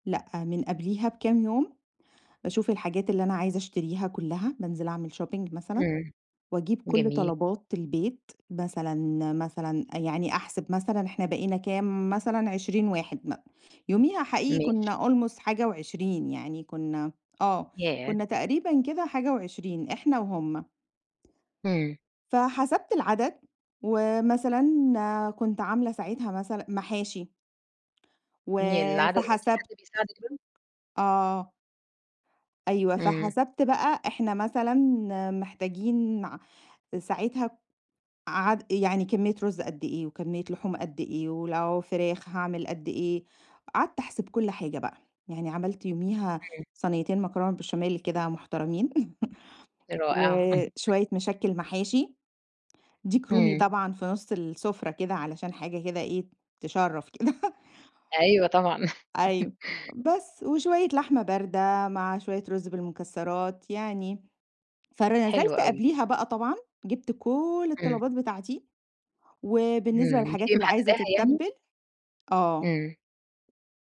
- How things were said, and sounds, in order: in English: "shopping"; in English: "almost"; unintelligible speech; chuckle; laughing while speaking: "كده"; chuckle
- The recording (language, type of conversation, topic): Arabic, podcast, إزاي بتخطط لقائمة الأكل لعزومة أو مناسبة؟